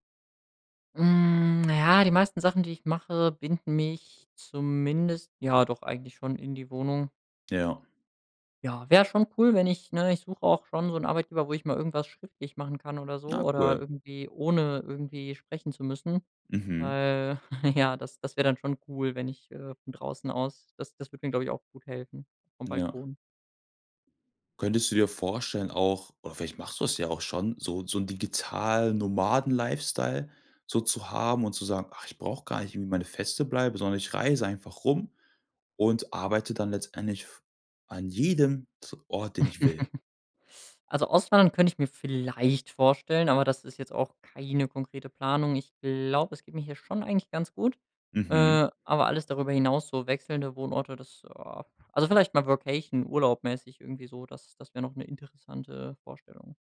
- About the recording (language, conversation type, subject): German, podcast, Was hilft dir, zu Hause wirklich produktiv zu bleiben?
- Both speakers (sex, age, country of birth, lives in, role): male, 25-29, Germany, Germany, guest; male, 25-29, Germany, Germany, host
- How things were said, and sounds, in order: drawn out: "Mhm"; laughing while speaking: "ja"; put-on voice: "an jedem T Ort, den ich will"; laugh; stressed: "vielleicht"; put-on voice: "glaub"